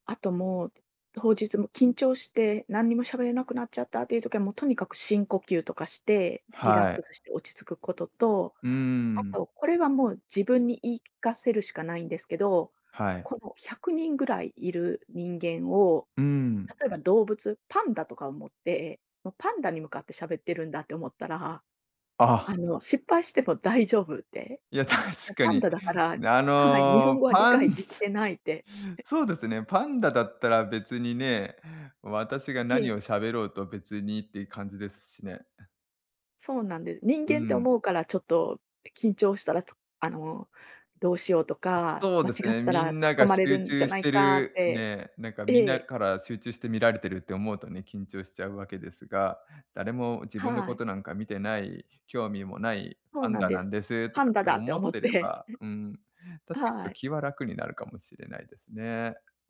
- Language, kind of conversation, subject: Japanese, advice, 人前で緊張して話せない状況が続いているのですが、どうすれば改善できますか？
- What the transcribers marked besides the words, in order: laughing while speaking: "確かに。あのパンつ つ"; other noise; chuckle